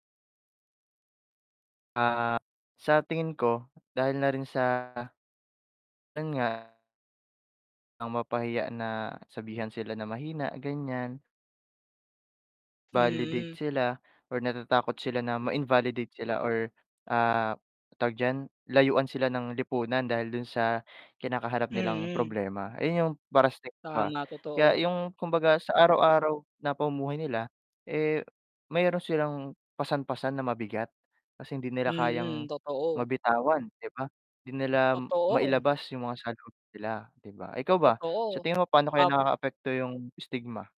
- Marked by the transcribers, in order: static; distorted speech; in English: "stigma?"
- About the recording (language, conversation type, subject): Filipino, unstructured, Ano ang masasabi mo tungkol sa stigma sa kalusugang pangkaisipan?